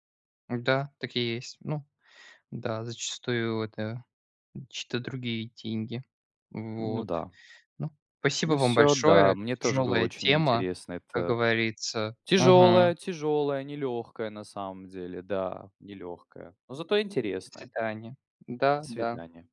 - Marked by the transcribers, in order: none
- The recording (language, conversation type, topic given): Russian, unstructured, Как вы относитесь к идее брать кредиты?